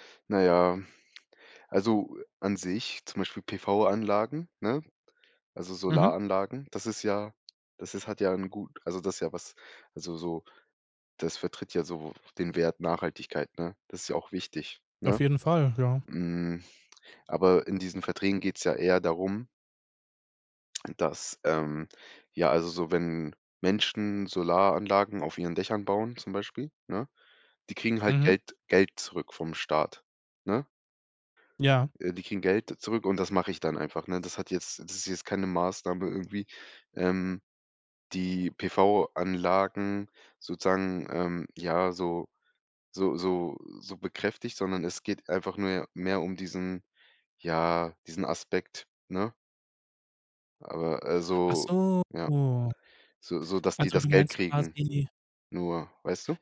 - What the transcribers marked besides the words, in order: drawn out: "Hm"; lip smack; drawn out: "so"
- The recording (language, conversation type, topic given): German, podcast, Was macht einen Job für dich sinnvoll?